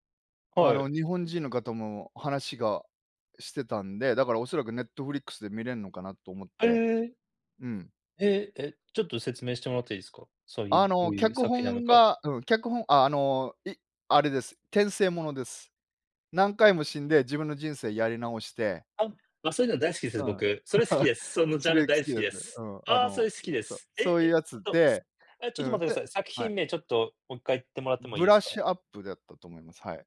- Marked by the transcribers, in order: laugh
- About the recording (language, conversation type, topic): Japanese, unstructured, 最近見た映画で、特に印象に残った作品は何ですか？